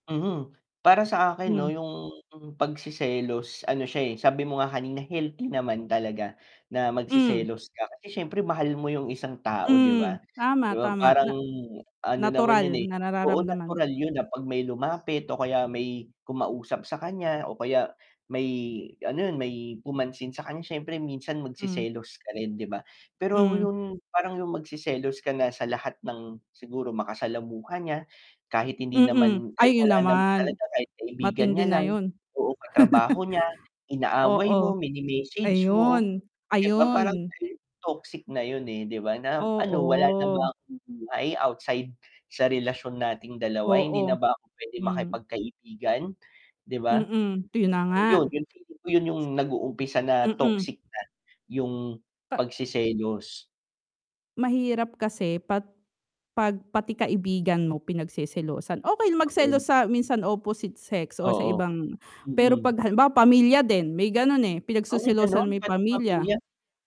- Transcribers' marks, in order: static; distorted speech; chuckle; other background noise
- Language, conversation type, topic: Filipino, unstructured, Ano ang palagay mo tungkol sa pagiging seloso sa isang relasyon?